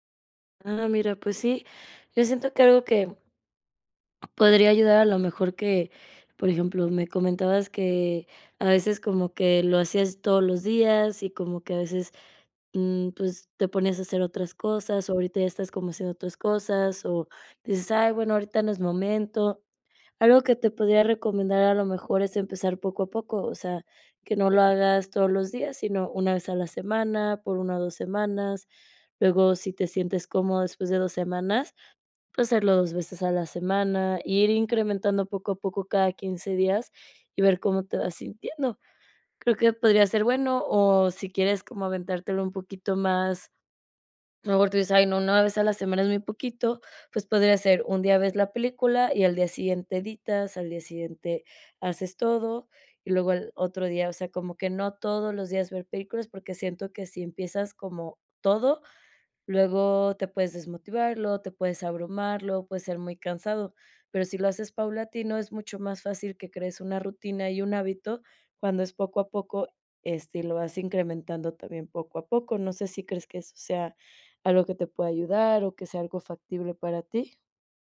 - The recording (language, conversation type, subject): Spanish, advice, ¿Cómo puedo encontrar inspiración constante para mantener una práctica creativa?
- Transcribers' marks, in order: other background noise; tapping